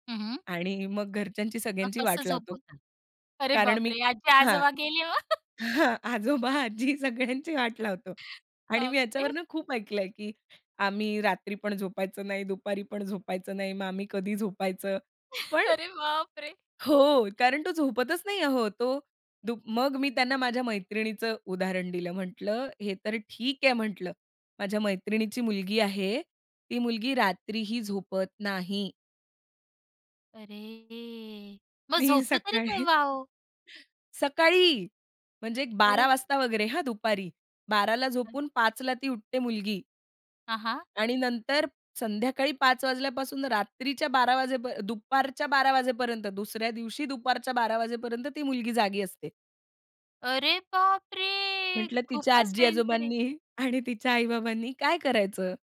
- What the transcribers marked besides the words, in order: laughing while speaking: "अरे बापरे! आजी आजोबा गेली हो"; laughing while speaking: "हां. आजोबा, आजी, सगळ्यांची वाट लावतो"; chuckle; chuckle; laughing while speaking: "अरे बापरे!"; drawn out: "अरे"; laughing while speaking: "ती सकाळी"; surprised: "अरे बापरे"
- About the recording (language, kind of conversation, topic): Marathi, podcast, पालक म्हणून जुन्या पद्धती सोडून देऊन नवी पद्धत स्वीकारताना तुम्हाला कसं वाटतं?